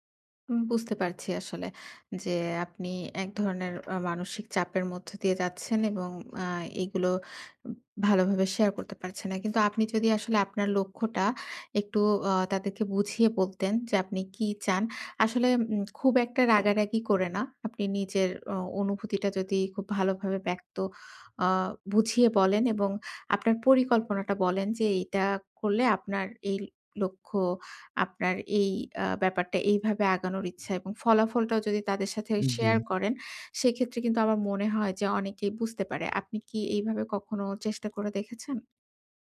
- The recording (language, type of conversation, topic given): Bengali, advice, ব্যক্তিগত অনুভূতি ও স্বাধীনতা বজায় রেখে অনিচ্ছাকৃত পরামর্শ কীভাবে বিনয়ের সঙ্গে ফিরিয়ে দিতে পারি?
- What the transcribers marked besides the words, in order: other background noise